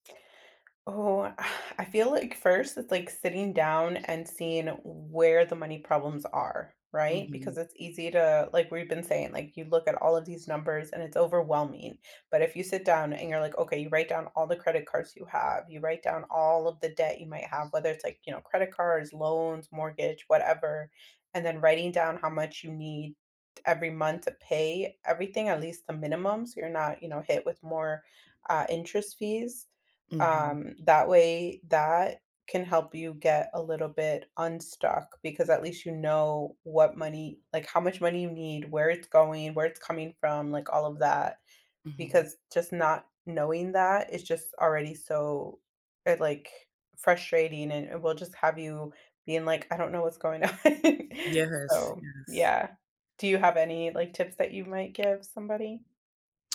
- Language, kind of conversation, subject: English, unstructured, Have you ever felt trapped by your finances?
- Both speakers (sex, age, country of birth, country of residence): female, 25-29, United States, United States; female, 35-39, United States, United States
- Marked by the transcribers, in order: tapping; exhale; other background noise; laughing while speaking: "on"